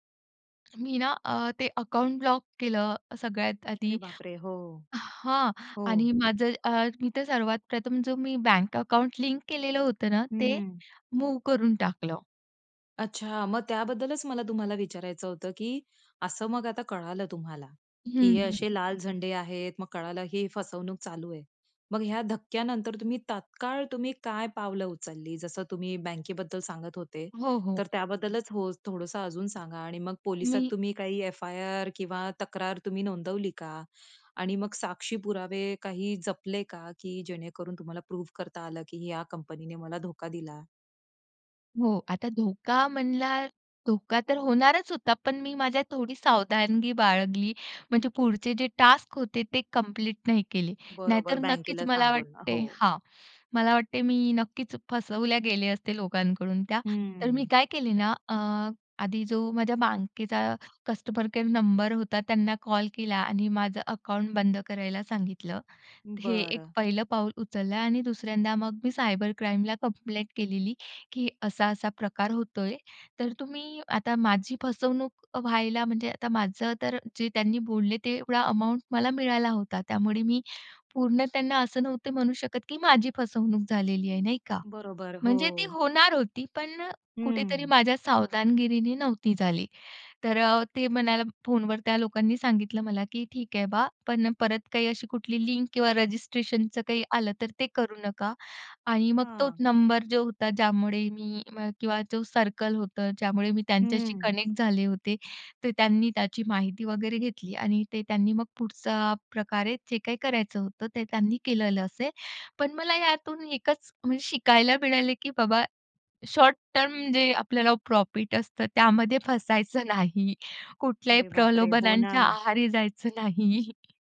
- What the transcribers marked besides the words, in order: tapping; surprised: "अरे बापरे!"; other noise; in English: "टास्क"; other background noise; in English: "कनेक्ट"; laughing while speaking: "नाही"; chuckle
- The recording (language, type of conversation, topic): Marathi, podcast, फसवणुकीचा प्रसंग तुमच्या बाबतीत घडला तेव्हा नेमकं काय झालं?